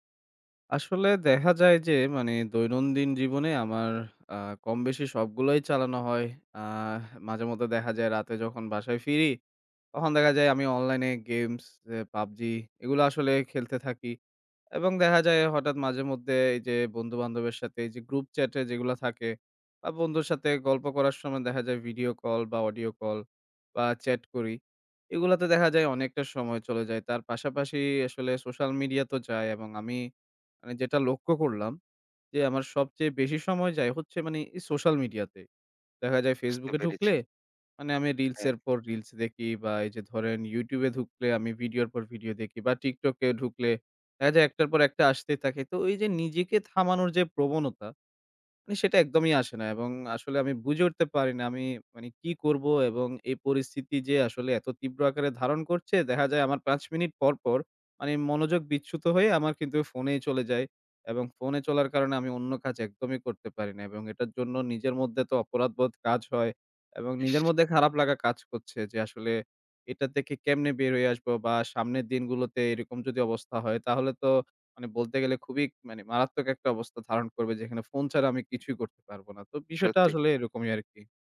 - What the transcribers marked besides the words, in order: other background noise
- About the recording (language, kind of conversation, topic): Bengali, advice, ফোন দেখা কমানোর অভ্যাস গড়তে আপনার কি কষ্ট হচ্ছে?